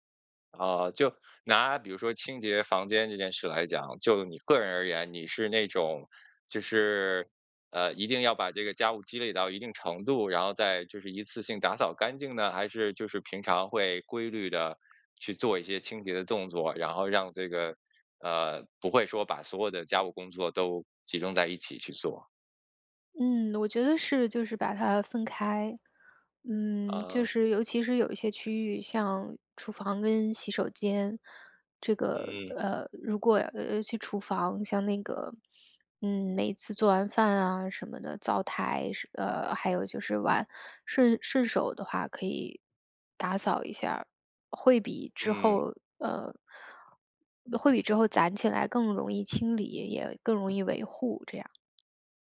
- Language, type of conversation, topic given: Chinese, podcast, 在家里应该怎样更公平地分配家务？
- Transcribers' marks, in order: other background noise